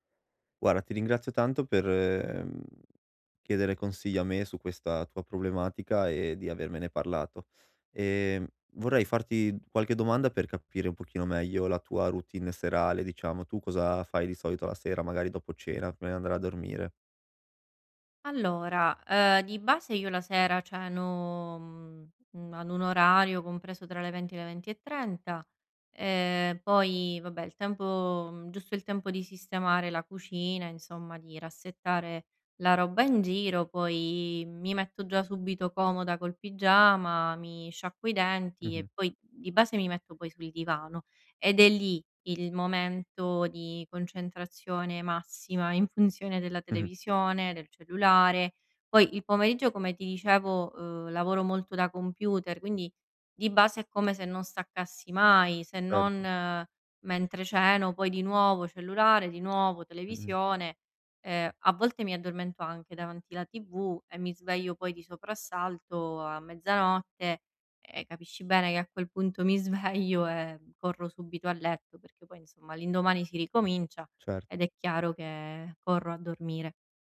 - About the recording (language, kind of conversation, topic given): Italian, advice, Come posso spegnere gli schermi la sera per dormire meglio senza arrabbiarmi?
- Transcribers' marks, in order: "Guarda" said as "guara"; laughing while speaking: "sveglio"